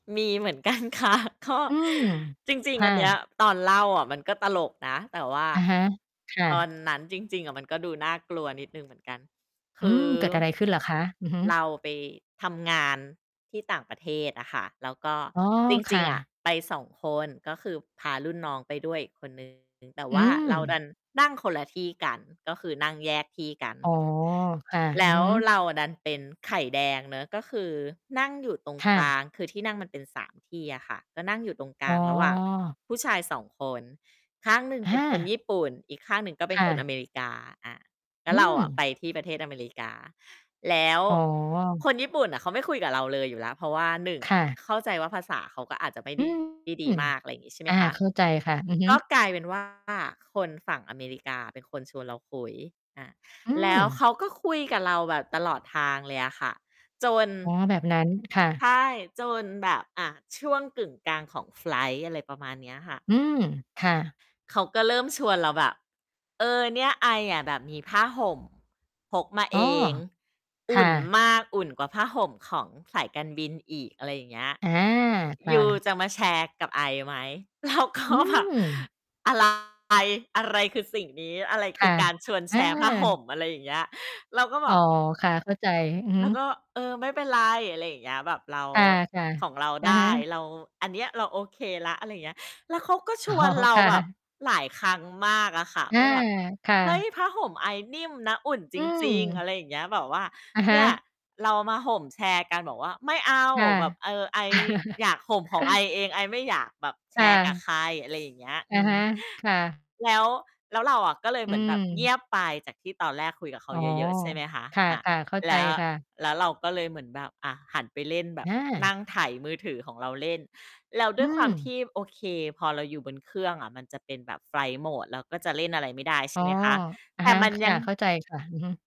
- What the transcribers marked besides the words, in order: distorted speech; laughing while speaking: "กันค่ะ ก็"; other background noise; laughing while speaking: "เราก็แบบ"; laughing while speaking: "อ๋อ ค่ะ"; chuckle; tapping
- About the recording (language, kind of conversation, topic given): Thai, podcast, จะเริ่มคุยกับคนแปลกหน้ายังไงให้ไม่เกร็ง?